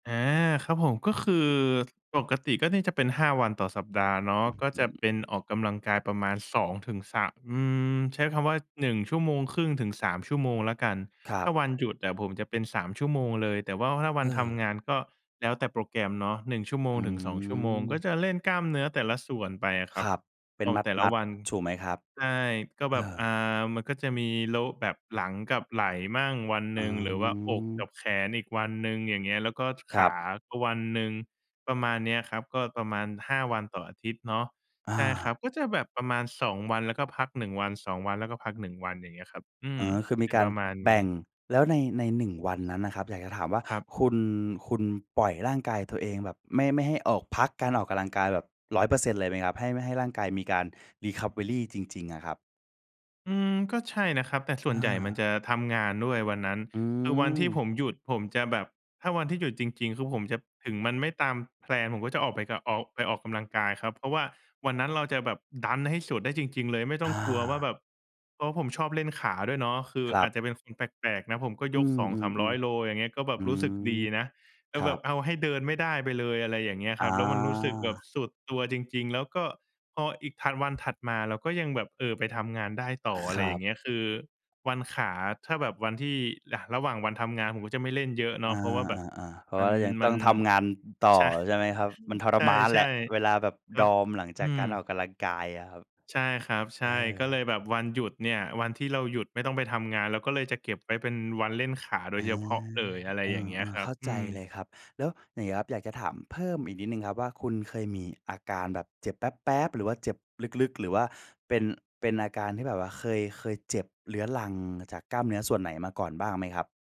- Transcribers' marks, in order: in English: "recovery"; chuckle
- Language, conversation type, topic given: Thai, advice, ถ้าฉันฝืนออกกำลังกายทั้งที่เหนื่อย จะเสี่ยงโอเวอร์เทรนหรือพักฟื้นไม่พอไหม?